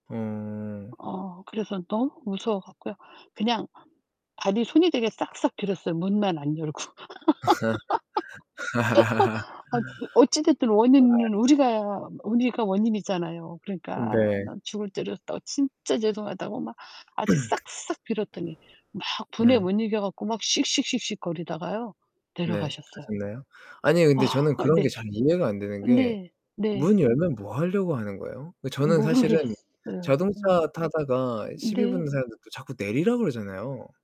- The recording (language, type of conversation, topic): Korean, unstructured, 이웃과 갈등이 생겼을 때 어떻게 해결하는 것이 좋을까요?
- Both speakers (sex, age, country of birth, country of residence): female, 60-64, South Korea, South Korea; male, 30-34, South Korea, South Korea
- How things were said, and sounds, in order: laugh; laughing while speaking: "열고"; laugh; distorted speech; other background noise; throat clearing; static; sigh